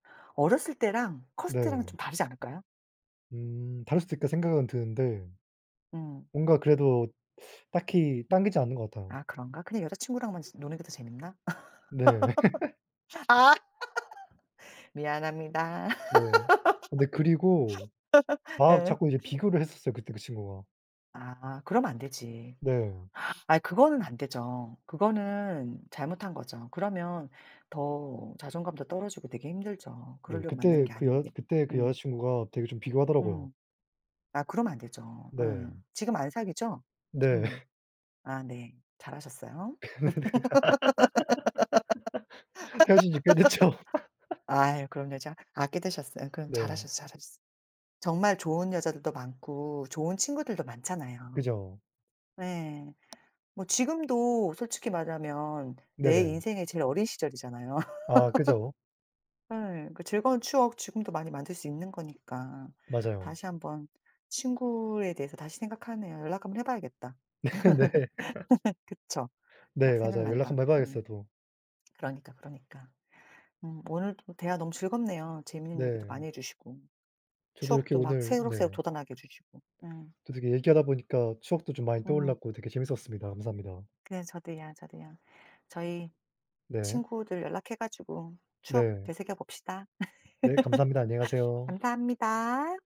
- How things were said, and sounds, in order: tapping; laugh; laugh; gasp; laugh; laughing while speaking: "헤어진 지 꽤 됐죠"; laugh; other background noise; laugh; laugh; laughing while speaking: "네네"; laugh
- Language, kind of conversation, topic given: Korean, unstructured, 어린 시절 친구들과의 추억 중 가장 즐거웠던 기억은 무엇인가요?